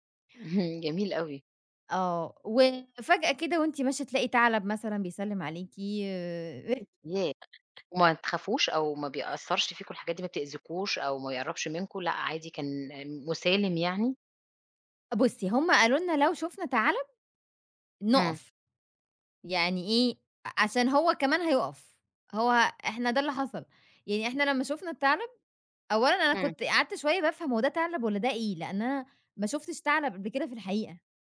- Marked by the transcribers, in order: chuckle
- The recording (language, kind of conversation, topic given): Arabic, podcast, إيه أجمل غروب شمس أو شروق شمس شفته وإنت برّه مصر؟
- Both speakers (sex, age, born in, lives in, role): female, 25-29, Egypt, Egypt, guest; female, 40-44, Egypt, Portugal, host